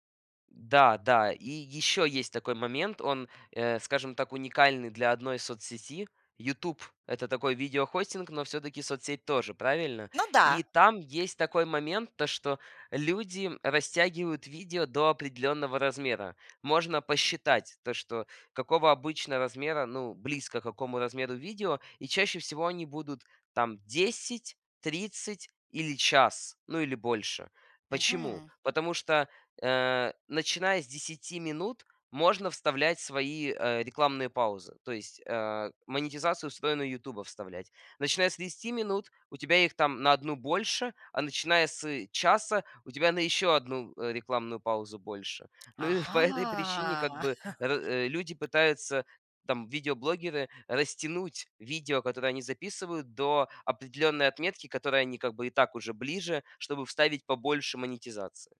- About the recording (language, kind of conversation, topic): Russian, podcast, Как социальные сети изменили то, как вы показываете себя?
- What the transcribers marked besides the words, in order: laughing while speaking: "и по"; tapping; surprised: "Ага"; other background noise; chuckle